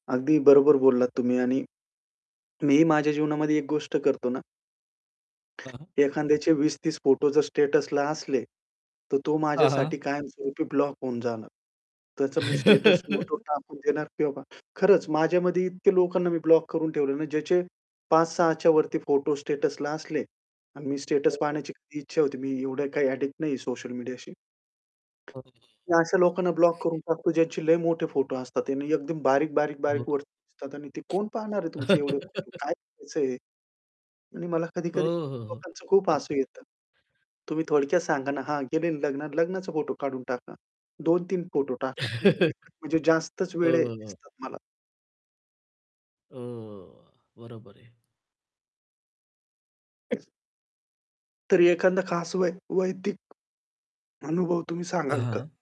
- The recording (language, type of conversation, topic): Marathi, podcast, फोटो काढायचे की अनुभवात राहायचे, तुम्ही काय निवडता?
- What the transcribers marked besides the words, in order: static; distorted speech; in English: "स्टेटसला"; in English: "स्टेटस"; laugh; in English: "स्टेटसला"; in English: "स्टेटस"; in English: "ॲडिक्ट"; other background noise; unintelligible speech; laugh; chuckle; unintelligible speech; drawn out: "हो"; cough; swallow